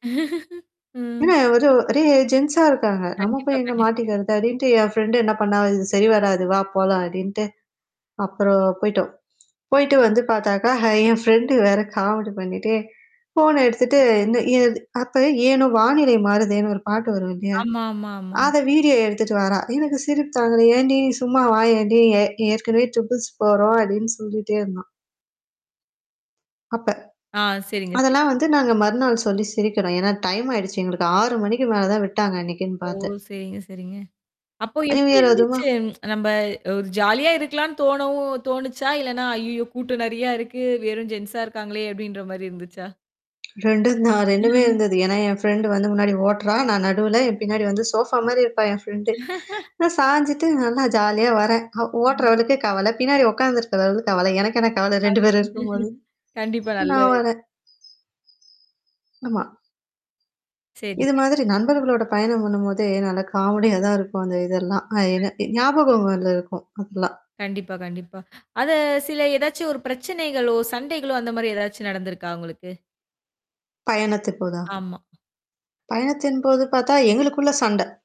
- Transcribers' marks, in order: chuckle; other background noise; in English: "ஜென்ஸா"; static; in English: "ஃப்ரெண்ட்"; other noise; laughing while speaking: "என் ஃப்ரெண்ட் வேற காமெடி பண்ணிட்டு"; singing: "ஏனோ வானிலை மாறுதேன்னு"; in English: "ட்ரிப்ள்ஸ்"; tapping; distorted speech; in English: "டைம்"; in English: "நியூஇயர்"; tsk; in English: "ஜென்ஸா"; chuckle; in English: "ஃரெண்ட்"; laugh; in English: "சோஃபா"; in English: "ஃப்ரெண்ட்"; chuckle; laughing while speaking: "எனக்கென கவல ரெண்டு பேரும் இருக்கும்போது"; mechanical hum; laughing while speaking: "தான் இருக்கும்"; "பயணத்தின்போதா!" said as "பயணத்துப்போதா!"
- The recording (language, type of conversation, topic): Tamil, podcast, நண்பர்களுடன் சென்ற ஒரு பயண அனுபவத்தைப் பற்றி கூறுவீர்களா?